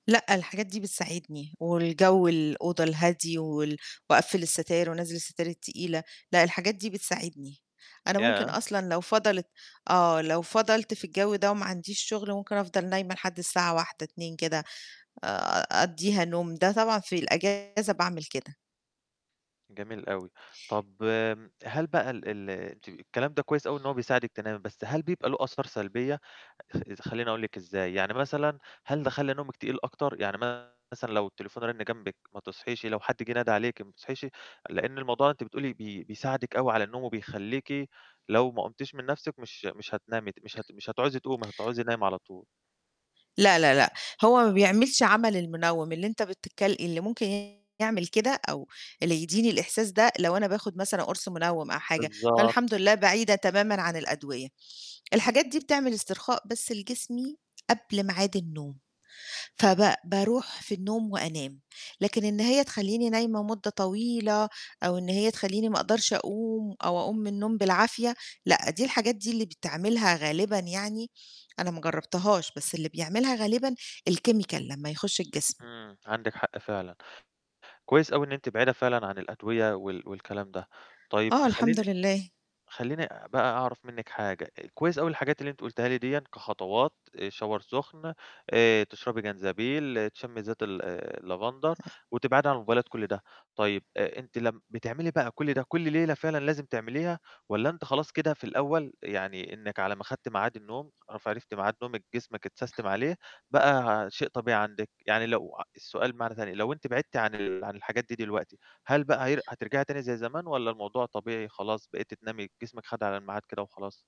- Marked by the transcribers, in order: distorted speech; tapping; other noise; in English: "الchemical"; in English: "shower"; unintelligible speech; in English: "اتسستم"
- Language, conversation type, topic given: Arabic, podcast, إيه اللي بتعمله عشان تهدى قبل ما تنام؟